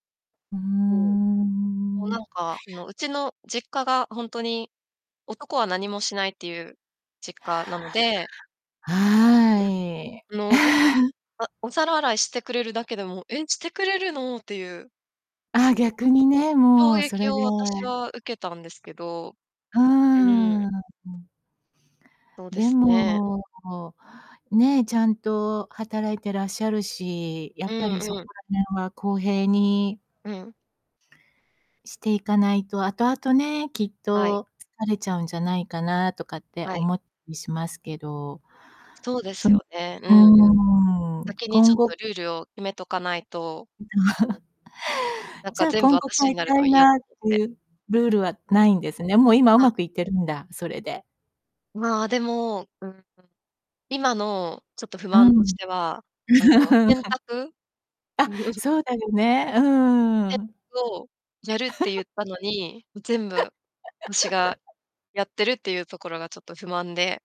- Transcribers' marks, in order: drawn out: "うーん"; distorted speech; throat clearing; unintelligible speech; chuckle; unintelligible speech; chuckle; laugh; chuckle; laugh
- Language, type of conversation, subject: Japanese, podcast, 家事の分担はどのように決めていますか？
- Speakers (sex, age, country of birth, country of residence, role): female, 35-39, Japan, Japan, guest; female, 55-59, Japan, United States, host